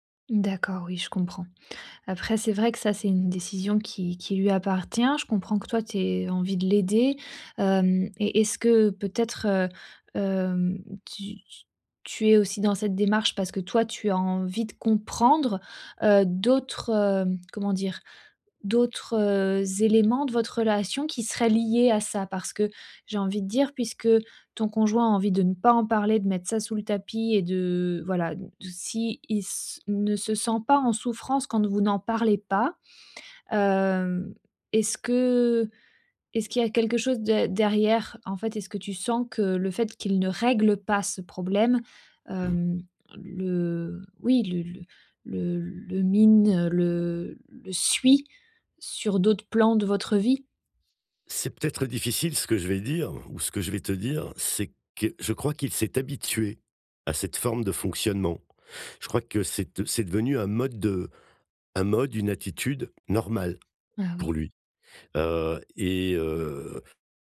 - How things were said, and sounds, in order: stressed: "comprendre"; stressed: "règle"; stressed: "suit"
- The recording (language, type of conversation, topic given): French, advice, Pourquoi avons-nous toujours les mêmes disputes dans notre couple ?